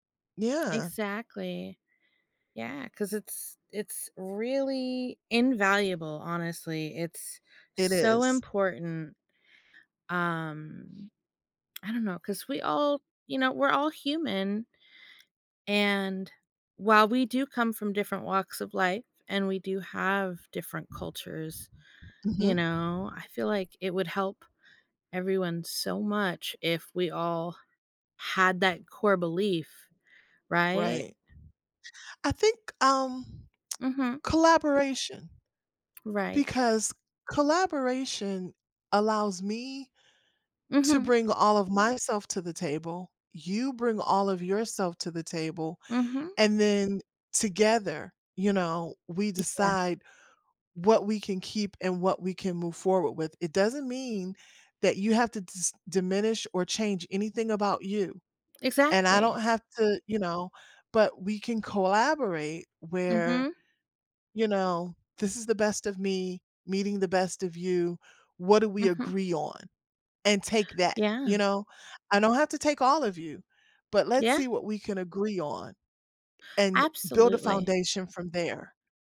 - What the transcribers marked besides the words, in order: tapping; other background noise
- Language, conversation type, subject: English, unstructured, How do shared values help bring people together across cultures?
- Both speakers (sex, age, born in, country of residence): female, 35-39, Germany, United States; female, 55-59, United States, United States